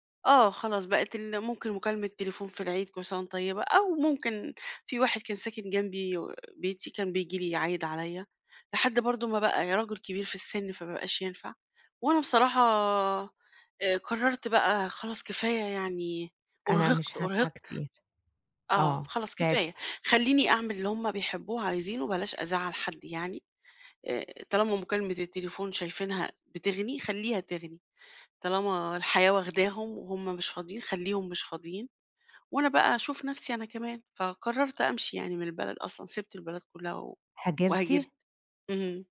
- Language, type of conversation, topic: Arabic, podcast, إزاي اتغيّرت علاقتك بأهلك مع مرور السنين؟
- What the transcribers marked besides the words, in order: none